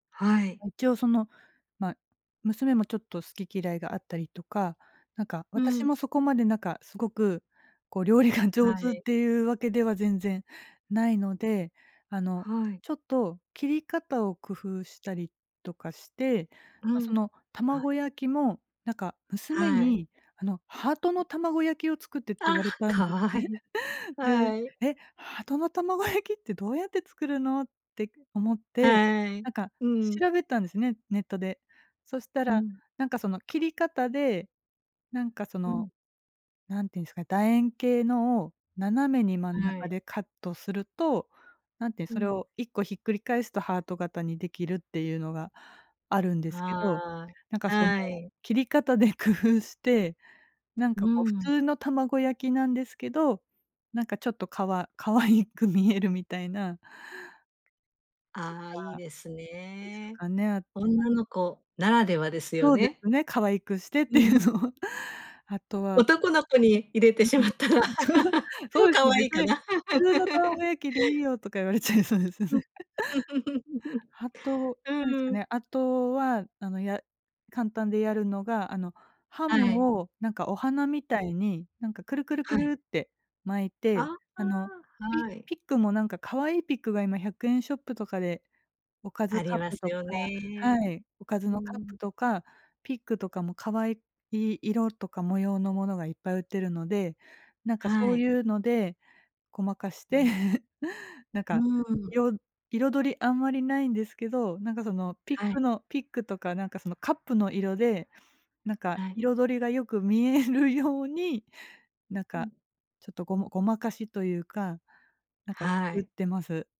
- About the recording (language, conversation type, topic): Japanese, podcast, お弁当作りのコツを教えていただけますか？
- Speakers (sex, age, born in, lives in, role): female, 40-44, Japan, Japan, guest; female, 50-54, Japan, Japan, host
- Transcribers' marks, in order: laughing while speaking: "料理が上手"; laughing while speaking: "切り方で工夫して"; laughing while speaking: "可愛く見える"; laughing while speaking: "っていうのは"; laughing while speaking: "入れてしまったら"; laughing while speaking: "そ そうですね"; laugh; laughing while speaking: "言われちゃいそうですよね"; laugh; chuckle; laughing while speaking: "見えるように"